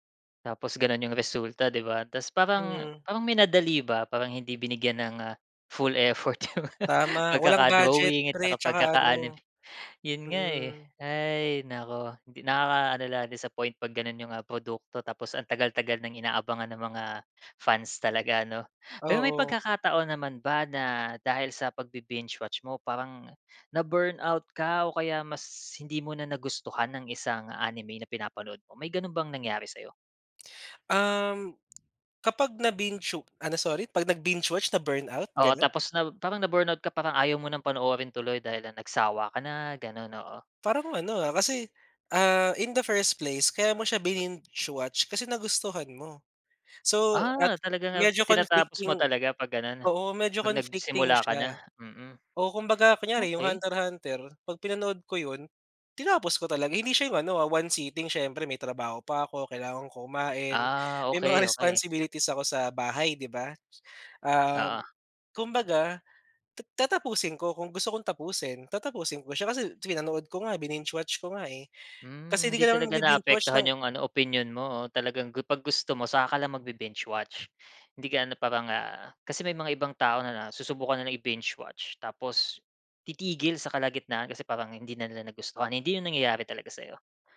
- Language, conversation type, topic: Filipino, podcast, Paano nag-iiba ang karanasan mo kapag sunod-sunod mong pinapanood ang isang serye kumpara sa panonood ng tig-isang episode bawat linggo?
- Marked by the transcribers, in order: laughing while speaking: "yung"; tapping; laughing while speaking: "responsibilities"